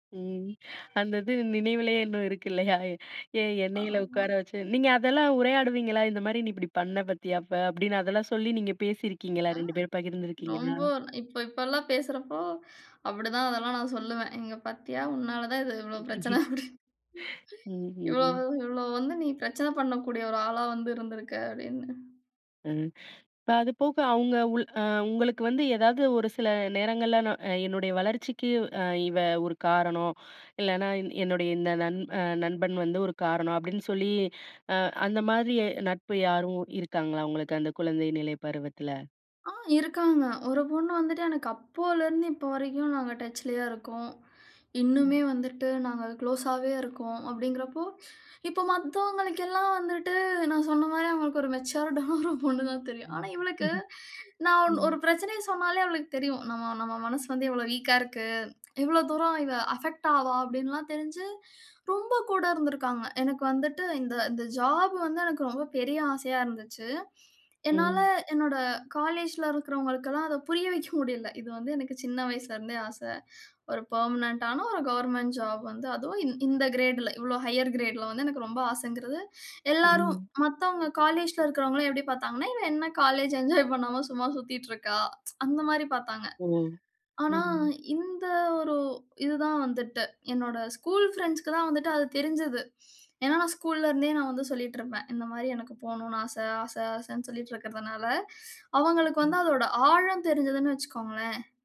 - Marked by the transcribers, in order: horn; laughing while speaking: "அந்த இது நினைவிலேயே இன்னும் இருக்கு இல்லையா, ஏந் எண்ணயில உட்கார வச்சு"; other background noise; chuckle; laughing while speaking: "அப்படின்னு"; in English: "மேச்சர்ட்டான"; laugh; in English: "அபெக்ட்"; in English: "பெர்மனன்ட்"; in English: "கிரேட்ல"; in English: "ஹையர் கிரேட்ல"
- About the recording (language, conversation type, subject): Tamil, podcast, குழந்தைநிலையில் உருவான நட்புகள் உங்கள் தனிப்பட்ட வளர்ச்சிக்கு எவ்வளவு உதவின?